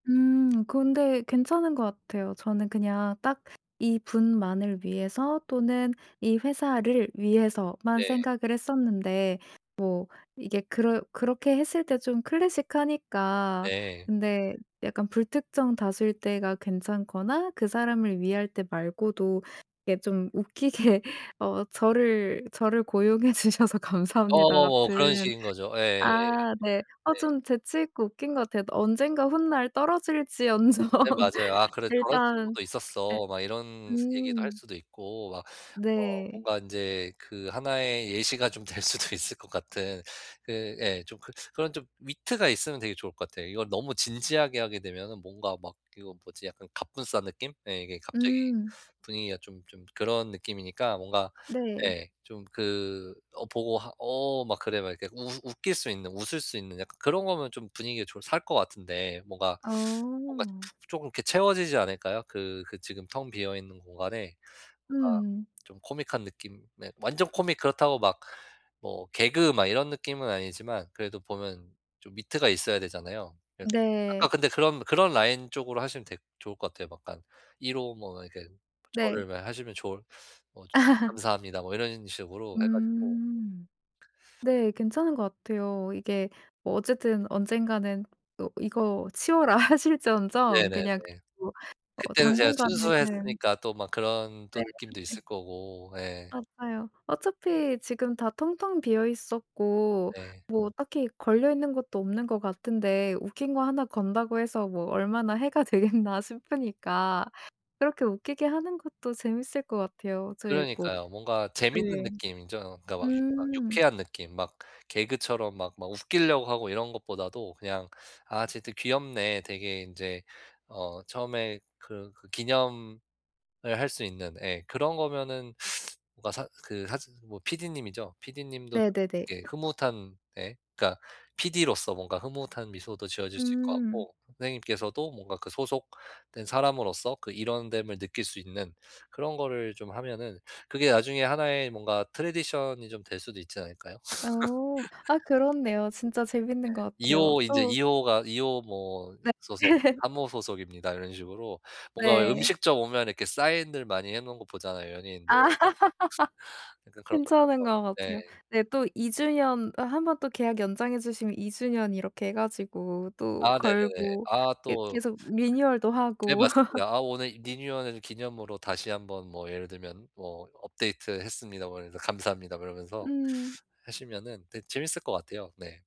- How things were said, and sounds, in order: laughing while speaking: "웃기게"; laughing while speaking: "주셔서 감사합니다.'"; background speech; other background noise; laughing while speaking: "떨어질지언정"; tapping; laughing while speaking: "될 수도 있을 것"; laugh; laughing while speaking: "하실지언정"; unintelligible speech; laughing while speaking: "되겠나.'"; in English: "tradition이"; laugh; laugh; laugh; in English: "리뉴얼도"; laugh; in English: "리뉴얼해"
- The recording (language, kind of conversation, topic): Korean, advice, 선물을 고르는 게 어려운데, 누구에게 어떤 선물을 사면 좋을까요?